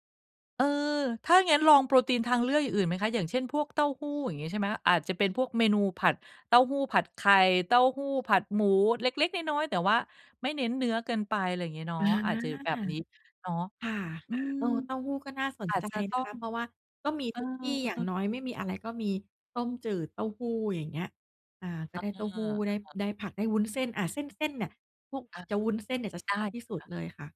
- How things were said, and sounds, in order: none
- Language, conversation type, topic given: Thai, advice, จะเลือกเมนูที่สมดุลเมื่อต้องกินข้างนอกอย่างไรให้มั่นใจ?